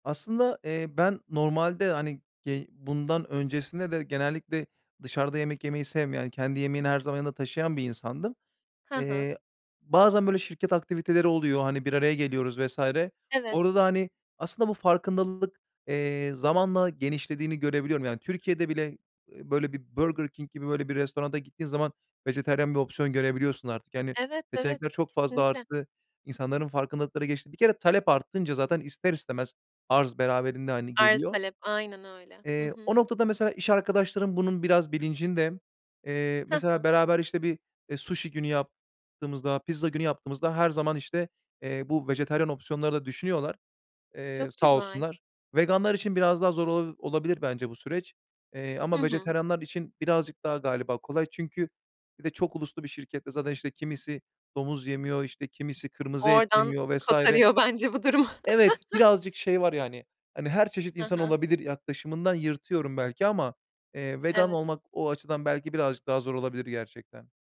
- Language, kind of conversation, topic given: Turkish, podcast, Hayatını değiştiren bir kararı anlatır mısın?
- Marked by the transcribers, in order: other background noise; laughing while speaking: "bence bu durumu"; chuckle